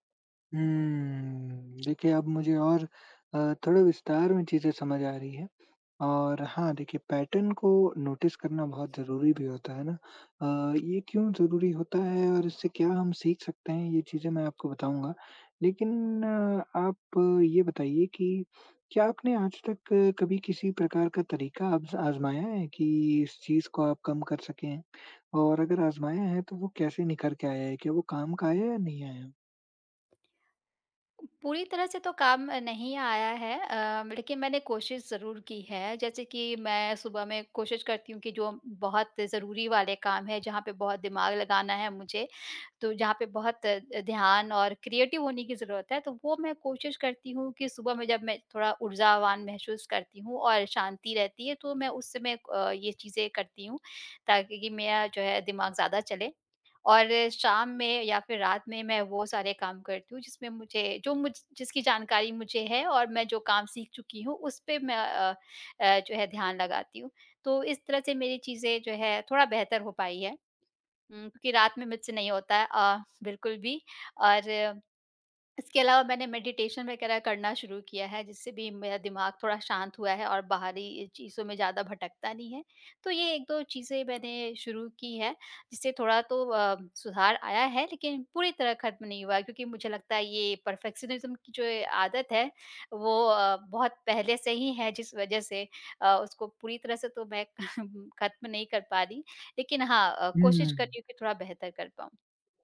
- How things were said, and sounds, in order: tapping; in English: "पैटर्न"; in English: "नोटिस"; other background noise; in English: "क्रिएटिव"; in English: "मेडिटेशन"; in English: "परफेक्शनिज्म"; chuckle
- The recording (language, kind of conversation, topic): Hindi, advice, परफेक्शनिज्म के कारण काम पूरा न होने और खुद पर गुस्सा व शर्म महसूस होने का आप पर क्या असर पड़ता है?